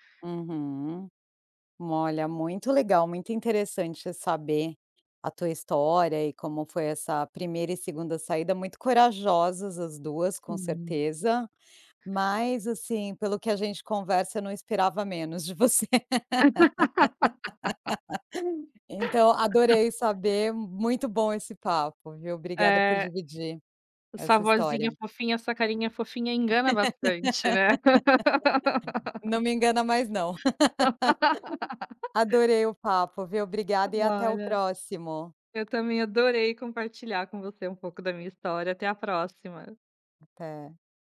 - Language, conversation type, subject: Portuguese, podcast, Como foi sair da casa dos seus pais pela primeira vez?
- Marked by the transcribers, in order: laugh; laugh; laugh